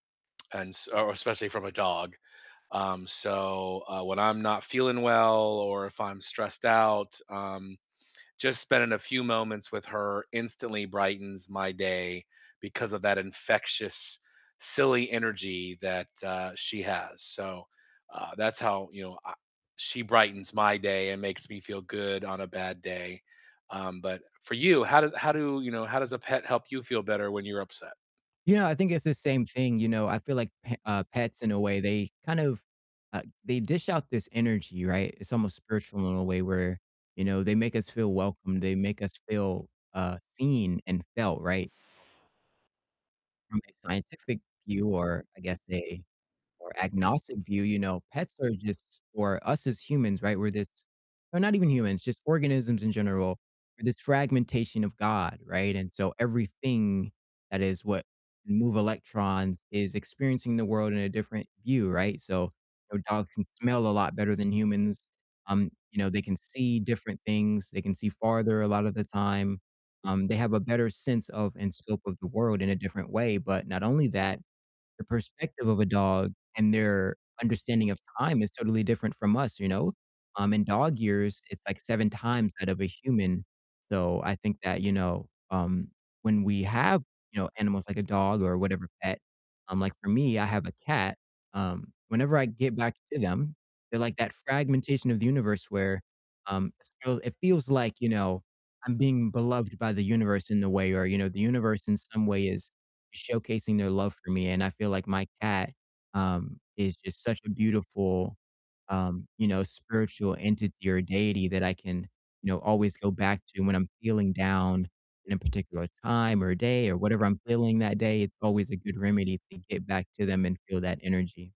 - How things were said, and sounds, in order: distorted speech; static
- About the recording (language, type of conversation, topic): English, unstructured, How do pets change the way you feel on a bad day?